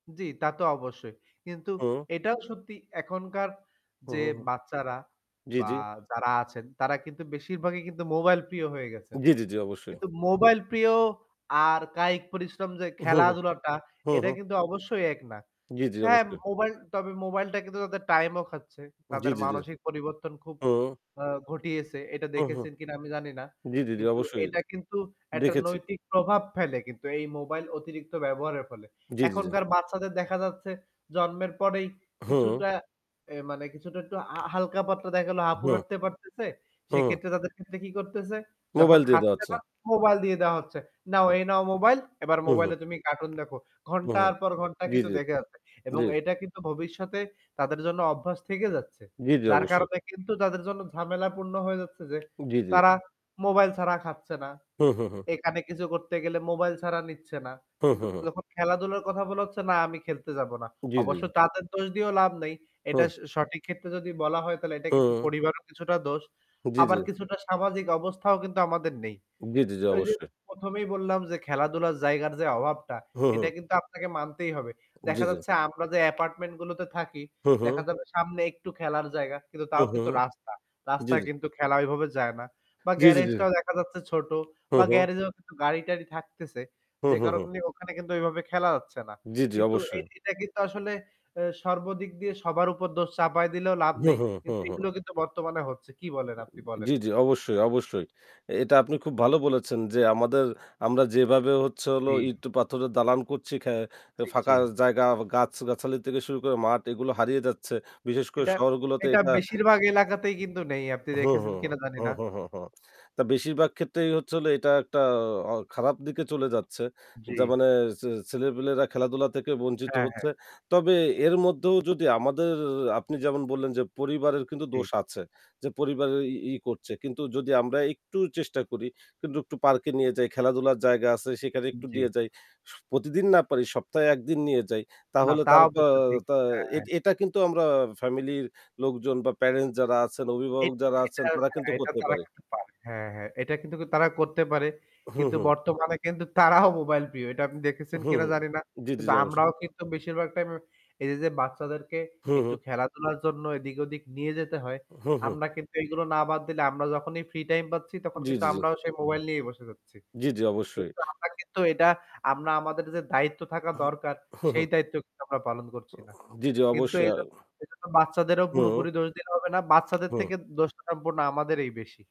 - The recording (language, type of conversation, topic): Bengali, unstructured, বিদ্যালয়ে পড়াশোনা ও খেলাধুলার মধ্যে ভারসাম্য কেমন হওয়া উচিত?
- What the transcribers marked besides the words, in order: static; other background noise; unintelligible speech; tapping; "কিন্তু" said as "কিন্তুক"; unintelligible speech; unintelligible speech; unintelligible speech; "কিন্তু" said as "কিন্তুকু"; laughing while speaking: "তারাও"; unintelligible speech